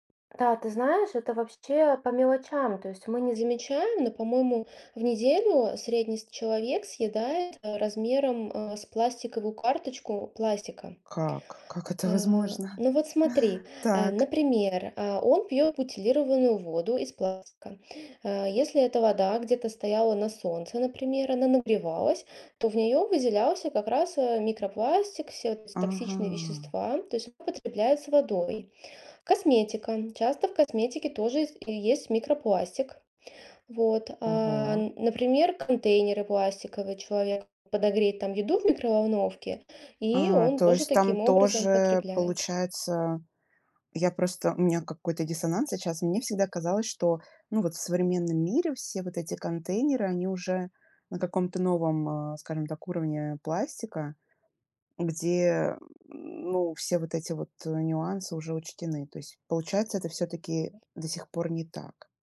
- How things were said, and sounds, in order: tapping; inhale; other background noise
- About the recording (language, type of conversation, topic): Russian, podcast, Какими простыми способами можно сократить использование пластика каждый день?